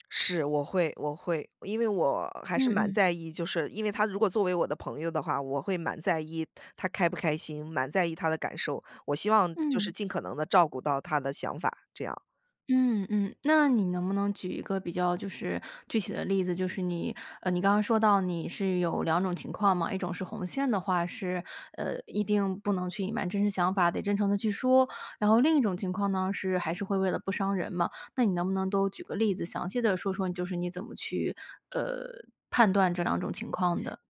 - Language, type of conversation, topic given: Chinese, podcast, 你为了不伤害别人，会选择隐瞒自己的真实想法吗？
- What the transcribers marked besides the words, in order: none